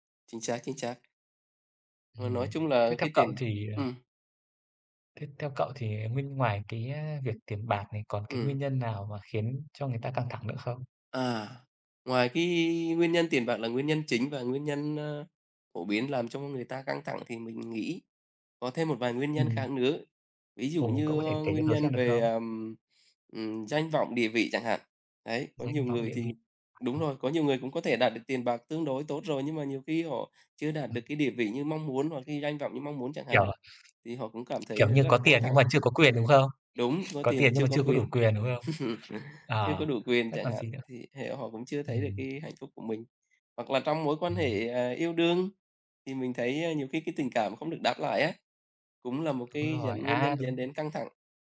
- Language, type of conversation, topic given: Vietnamese, unstructured, Tiền bạc có phải là nguyên nhân chính gây căng thẳng trong cuộc sống không?
- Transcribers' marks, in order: other background noise; unintelligible speech; tapping; laugh